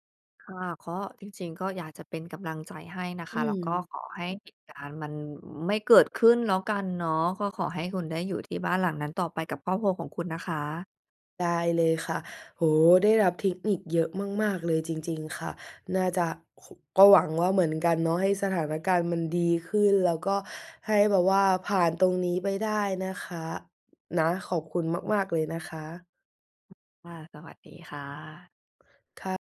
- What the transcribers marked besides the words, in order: none
- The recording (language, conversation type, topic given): Thai, advice, ฉันควรจัดการเหตุการณ์ฉุกเฉินในครอบครัวอย่างไรเมื่อยังไม่แน่ใจและต้องรับมือกับความไม่แน่นอน?